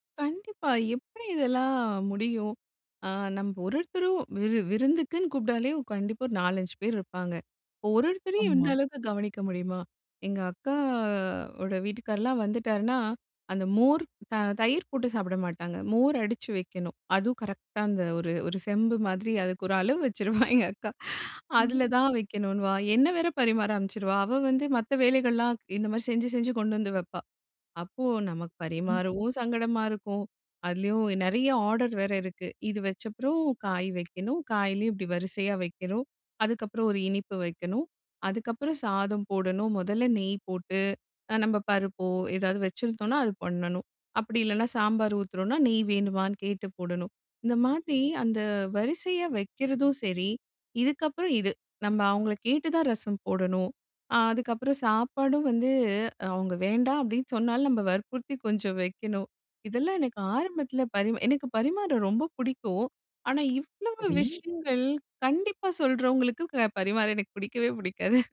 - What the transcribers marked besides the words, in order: drawn out: "அக்கா"; laughing while speaking: "அளவு வச்சுருவா எங்க அக்கா"; chuckle
- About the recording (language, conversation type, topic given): Tamil, podcast, விருந்தினர் வரும்போது உணவு பரிமாறும் வழக்கம் எப்படி இருக்கும்?